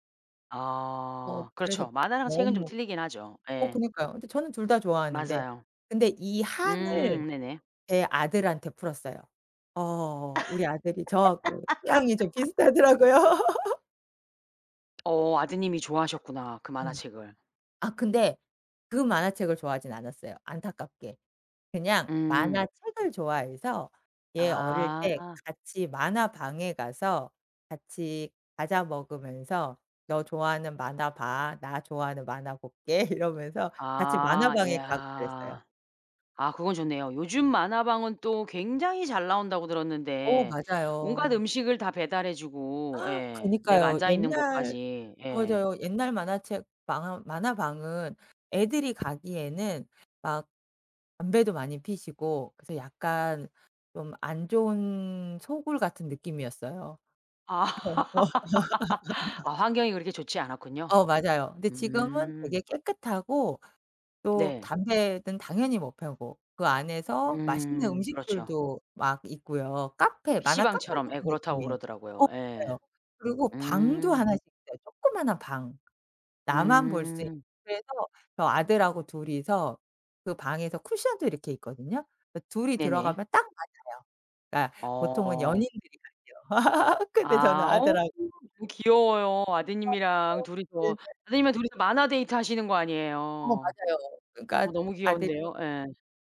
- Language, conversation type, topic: Korean, podcast, 어릴 때 즐겨 보던 만화나 TV 프로그램은 무엇이었나요?
- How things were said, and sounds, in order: tapping; laugh; laughing while speaking: "비슷하더라고요"; laugh; other background noise; laughing while speaking: "볼게"; gasp; laugh; unintelligible speech; laugh